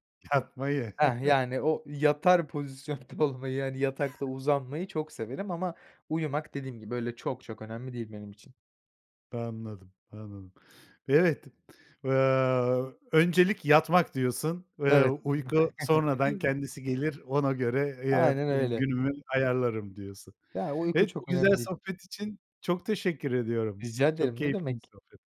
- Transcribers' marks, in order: chuckle; laughing while speaking: "pozisyonda olmayı"; tapping; unintelligible speech
- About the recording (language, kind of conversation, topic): Turkish, podcast, Uyumadan önce akşam rutinin nasıl oluyor?